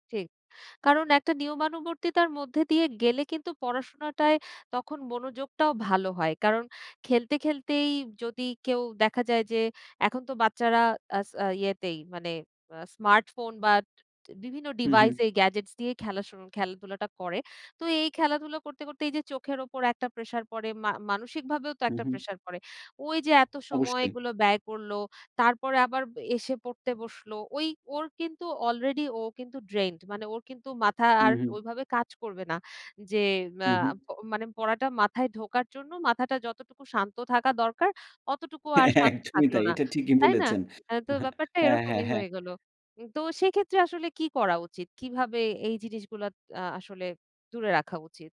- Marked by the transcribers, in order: in English: "ড্রেইন্ড"; laughing while speaking: "হ্যাঁ, একদমই তাই। এটা ঠিকই বলেছেন। হ্যাঁ, হ্যাঁ, হ্যাঁ"
- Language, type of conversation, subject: Bengali, podcast, আপনি পড়াশোনায় অনুপ্রেরণা কোথা থেকে পান?